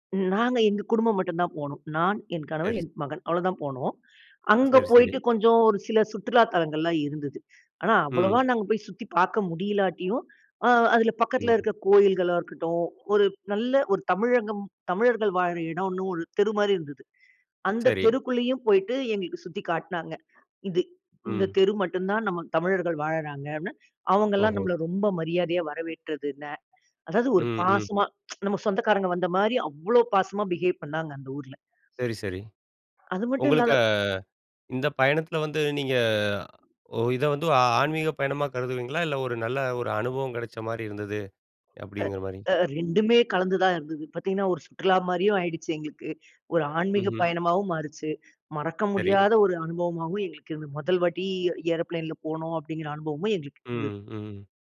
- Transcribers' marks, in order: in English: "பிஹேவ்"; other noise; in English: "ஏரோப்ளேன்ல"
- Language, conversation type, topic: Tamil, podcast, ஒரு பயணம் திடீரென மறக்க முடியாத நினைவாக மாறிய அனுபவம் உங்களுக்குண்டா?
- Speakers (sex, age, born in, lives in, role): female, 40-44, India, India, guest; male, 40-44, India, India, host